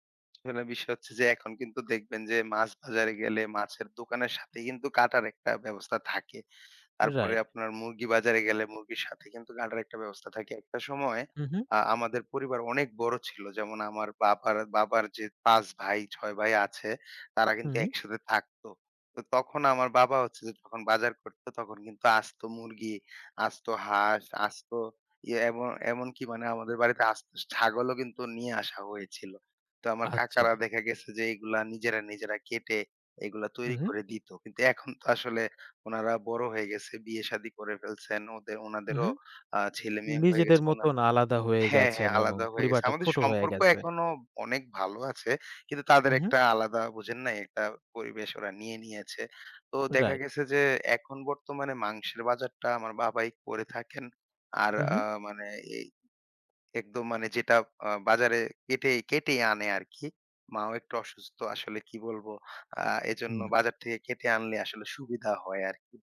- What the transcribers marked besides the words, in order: none
- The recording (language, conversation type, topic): Bengali, podcast, তোমরা বাড়ির কাজগুলো কীভাবে ভাগ করে নাও?